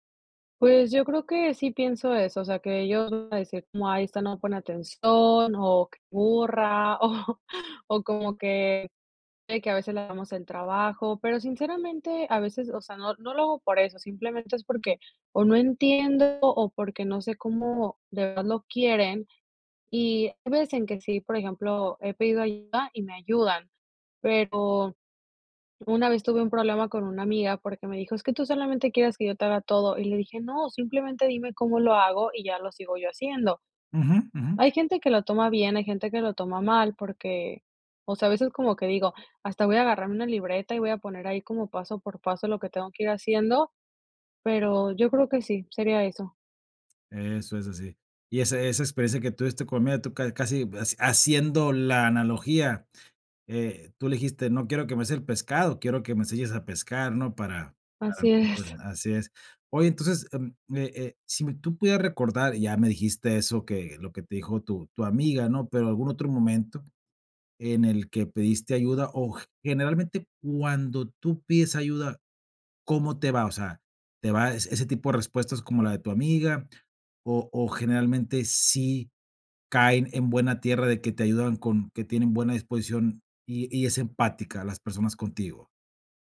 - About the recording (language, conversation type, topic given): Spanish, advice, ¿Cómo puedo superar el temor de pedir ayuda por miedo a parecer incompetente?
- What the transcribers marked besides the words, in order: laughing while speaking: "o"; unintelligible speech